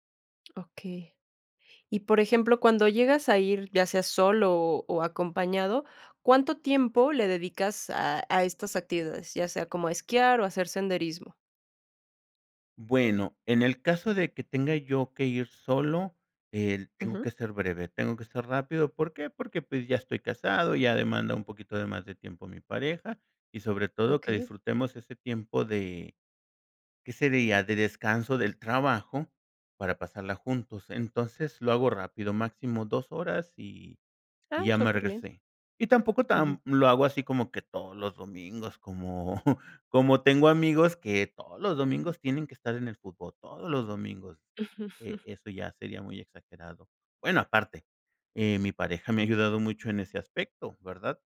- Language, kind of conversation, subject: Spanish, podcast, ¿Qué momento en la naturaleza te dio paz interior?
- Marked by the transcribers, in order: other background noise; chuckle; chuckle